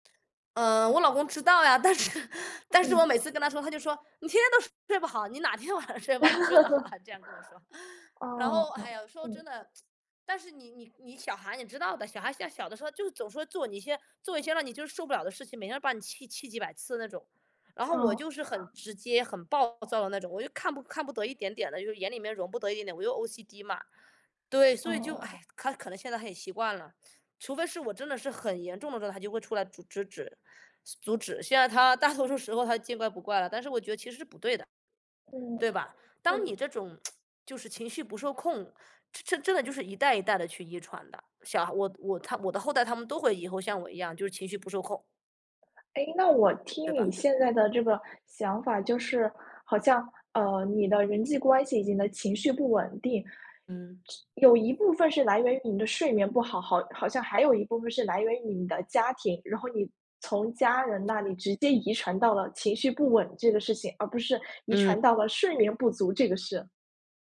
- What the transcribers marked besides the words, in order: laughing while speaking: "但是"; laughing while speaking: "晚上睡不好 睡得好啊？ 这样跟我说"; chuckle; tsk; other noise; "他" said as "咖"; laughing while speaking: "大多数"; tsk
- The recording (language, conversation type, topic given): Chinese, advice, 长期睡眠不足会如何影响你的情绪和人际关系？